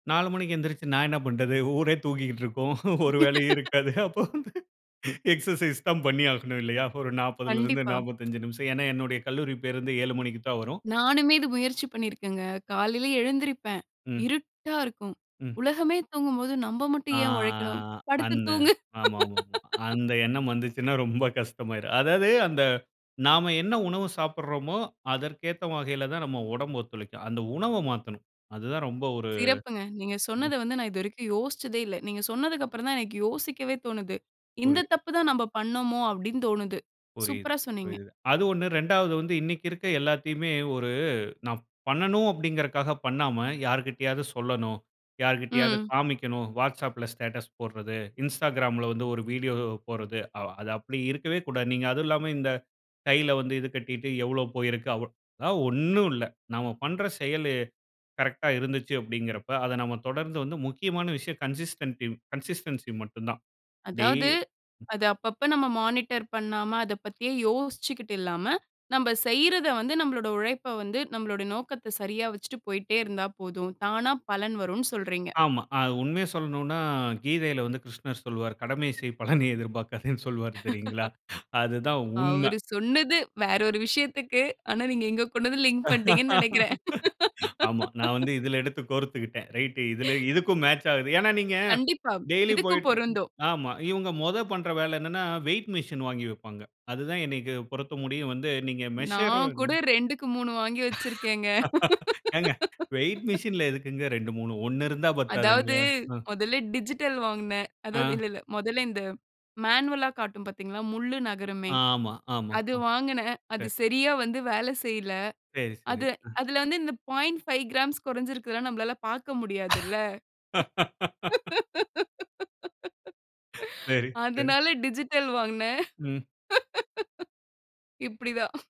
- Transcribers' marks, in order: laughing while speaking: "ஊரே தூங்கிக்கிட்டு இருக்கும். ஒரு வேலையும் … இருந்து நப்பத்தஞ்சு நிமிஷம்"; laugh; in English: "எக்சர்சைஸ்"; drawn out: "ஆ"; laughing while speaking: "அந்த எண்ணம் வந்திச்சுன்னா ரொம்ப கஷ்டமாயிரும்"; laugh; in English: "கன்சிஸ்டட் கன்சிஸ்டன்சி"; other noise; in English: "மானிட்டர்"; laughing while speaking: "கடமை செய் பலனை எதிர்பார்க்காதேன்னு சொல்வாரு தெரியுங்களா? அதுதான் உண்ம"; laugh; laughing while speaking: "நீங்க இங்க கொண்டு வந்து லிங்க் பண்ணிட்டீங்கன்னு நினைக்கிறேன்"; in English: "லிங்க்"; laughing while speaking: "நான் வந்து இதில எடுத்து கோரத்துக்கிட்டேன். ரைட் இதில, இதுக்கும் மேட்ச் ஆகுது"; in English: "மேட்ச்"; chuckle; in English: "வெய்ட் மிஷின்"; in English: "மெஷர்"; laughing while speaking: "ஏங்க வெய்ட் மிஷின்ல எதுக்குங்க ரெண்டு, மூணு ஒண்ணு இருந்தா பத்தாதுங்களா?"; in English: "வெய்ட் மிஷின்ல"; laugh; in English: "டிஜிட்டல்"; in English: "மேனுவல்ல"; in English: "பாயிண்ட் ஃபைவ் கிராம்ஸ்"; laugh; laughing while speaking: "சரி, சரி"; laugh; laughing while speaking: "டிஜிட்டல் வாங்கினேன். இப்படிதான்"
- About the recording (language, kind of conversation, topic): Tamil, podcast, உடற்பயிற்சியில் நிலைத்திருக்க ஊக்கமளிக்கும் வழிகள் என்ன?